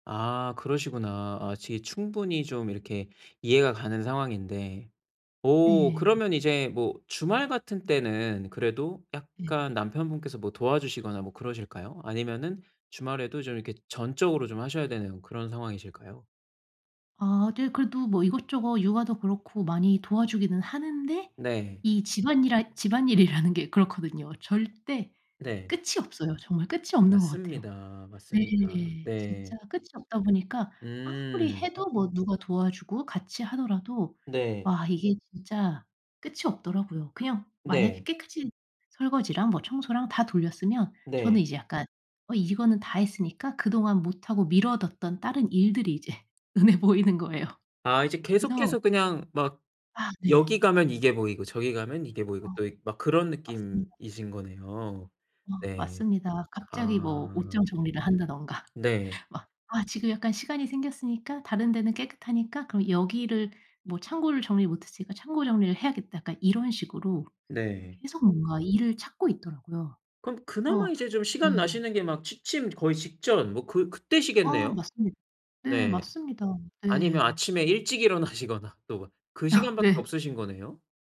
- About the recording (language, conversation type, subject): Korean, advice, 집에서 편안하게 쉬거나 여가를 즐기기 어려운 이유가 무엇인가요?
- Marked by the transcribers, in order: other background noise; laughing while speaking: "집안일이라는 게"; laughing while speaking: "이제 눈에 보이는 거예요"; tapping; laughing while speaking: "일어나시거나"; laughing while speaking: "아. 네"